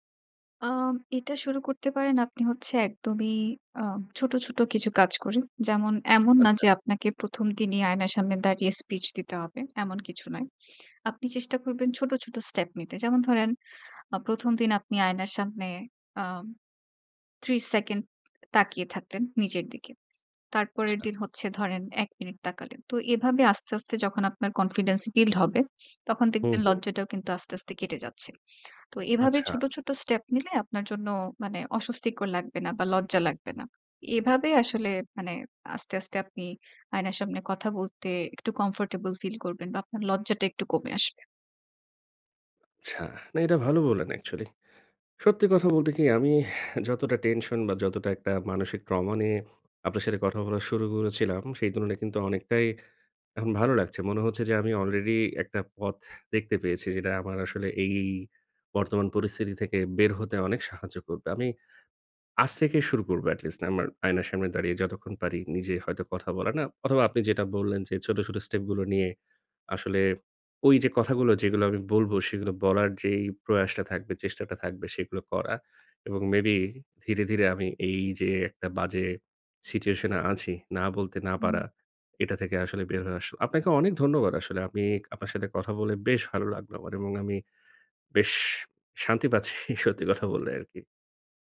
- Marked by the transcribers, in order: sniff; tapping; sniff; sniff; laughing while speaking: "পাচ্ছি"
- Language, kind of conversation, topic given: Bengali, advice, না বলতে না পারার কারণে অতিরিক্ত কাজ নিয়ে আপনার ওপর কি অতিরিক্ত চাপ পড়ছে?